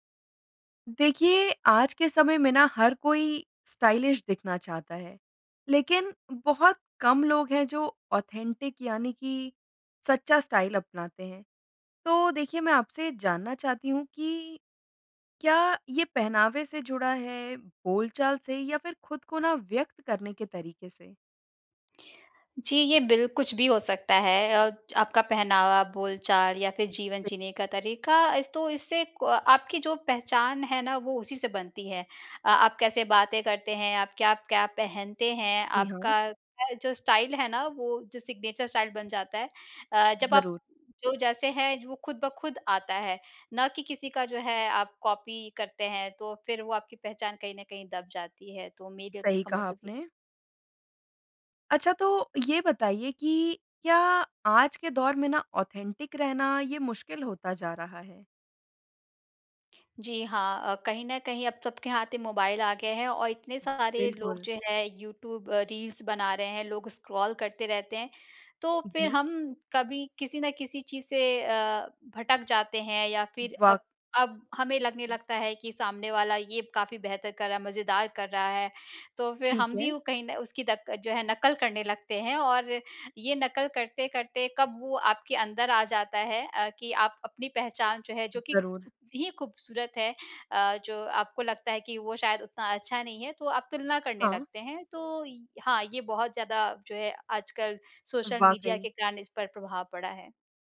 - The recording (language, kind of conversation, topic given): Hindi, podcast, आपके लिए ‘असली’ शैली का क्या अर्थ है?
- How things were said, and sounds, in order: in English: "स्टाइलिश"; in English: "ऑथेंटिक"; in English: "स्टाइल"; unintelligible speech; in English: "स्टाइल"; in English: "सिग्नेचर स्टाइल"; in English: "कॉपी"; in English: "ऑथेंटिक"; other background noise; "हाथ" said as "हाथे"; in English: "रील्स"; in English: "स्क्रॉल"